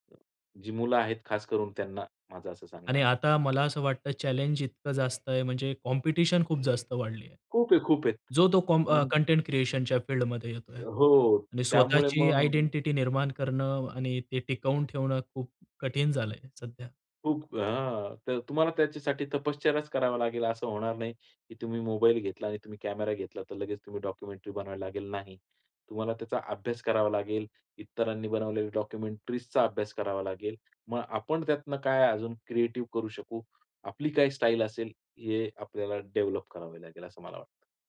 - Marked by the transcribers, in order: in English: "चॅलेंज"; other street noise; in English: "कॉम्पटिशन"; other background noise; in English: "फील्डमध्ये"; in English: "आयडेंटिटी"; in English: "डॉक्युमेंटरी"; in English: "डॉक्युमेंटरीजचा"; in English: "क्रिएटिव्ह"; in English: "स्टाईल"; in English: "डेव्हलप"
- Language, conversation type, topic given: Marathi, podcast, तुमची सर्जनशील प्रक्रिया साध्या शब्दांत सांगाल का?